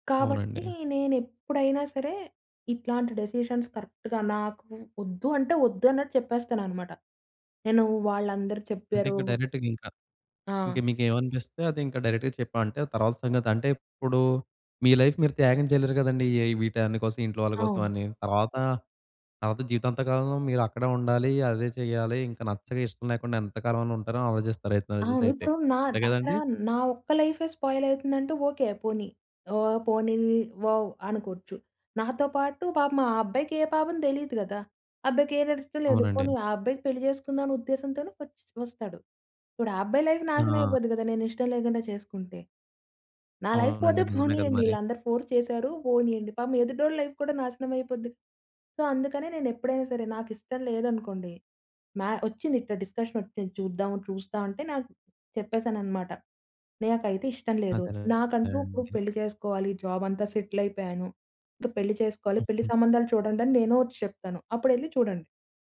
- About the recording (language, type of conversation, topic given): Telugu, podcast, హృదయం మాట వినాలా లేక తర్కాన్ని అనుసరించాలా?
- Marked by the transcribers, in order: in English: "డెసిషన్స్ కరెక్ట్‌గా"; in English: "డైరెక్ట్‌గా"; in English: "లైఫ్"; in English: "స్పాయిల్"; in English: "లైఫ్"; in English: "లైఫ్"; in English: "ఫోర్స్"; in English: "లైఫ్"; in English: "సో"; in English: "డిస్కషన్"; in English: "జాబ్"; in English: "సెటిల్"